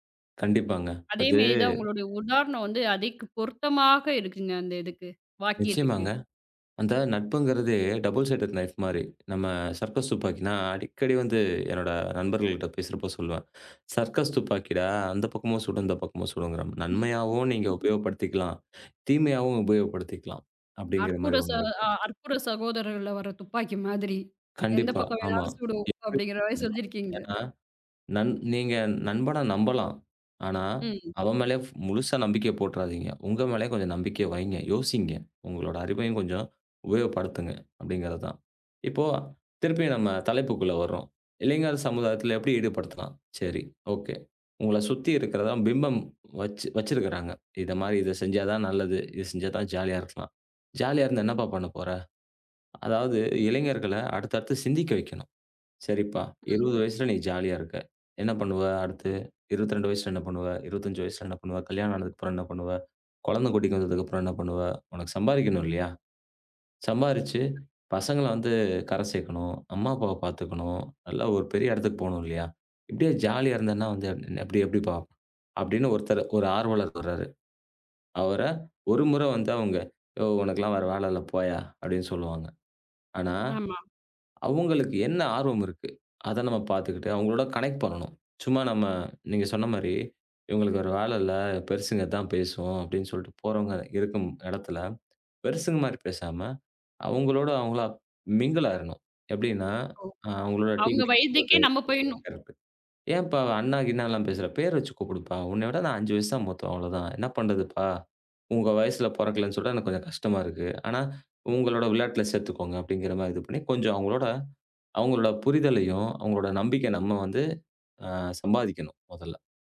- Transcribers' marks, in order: "மாதிரிதான்" said as "மேரிதான்"; in English: "டபுள் சைடெட் நைஃப்"; in English: "சர்க்கஸ்"; in English: "சர்க்கஸ்"; exhale; laugh; unintelligible speech; in English: "ஃப்"; in English: "ஓகே!"; in English: "ஜாலியா"; in English: "ஜாலியா"; in English: "ஜாலியா"; other background noise; in English: "ஜாலியா"; in English: "கனெக்ட்"; in English: "மிங்கில்"; in English: "டீக்குடிக்க"; in English: "கரெக்ட்!"
- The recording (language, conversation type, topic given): Tamil, podcast, இளைஞர்களை சமுதாயத்தில் ஈடுபடுத்த என்ன செய்யலாம்?